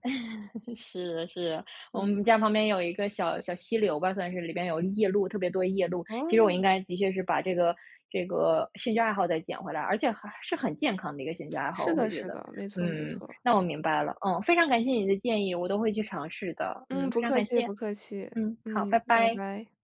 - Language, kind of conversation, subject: Chinese, advice, 我怎样减少手机通知的打扰，才能更专注？
- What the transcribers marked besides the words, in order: laugh; laughing while speaking: "是，是"; other background noise